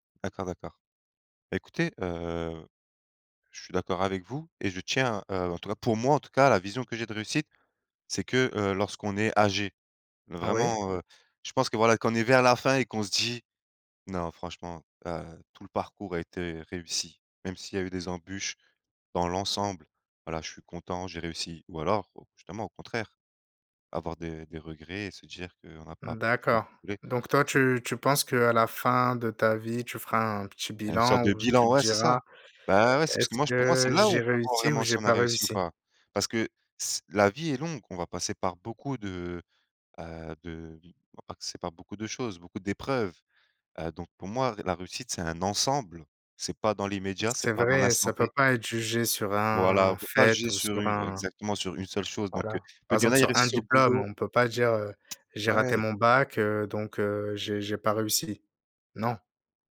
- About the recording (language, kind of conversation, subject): French, unstructured, Qu’est-ce que réussir signifie pour toi ?
- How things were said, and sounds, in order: unintelligible speech; tapping